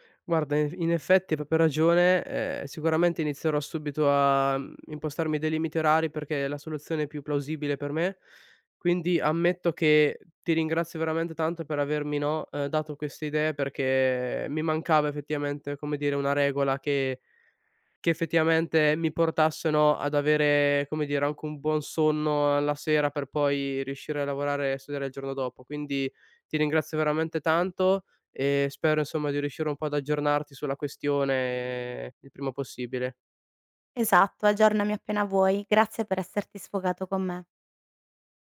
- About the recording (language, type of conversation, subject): Italian, advice, Come posso riconoscere il burnout e capire quali sono i primi passi per recuperare?
- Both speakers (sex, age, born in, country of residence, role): female, 30-34, Italy, Italy, advisor; male, 20-24, Italy, Italy, user
- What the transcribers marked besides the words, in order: "proprio" said as "propo"; "anche" said as "anco"; "riuscire" said as "riscire"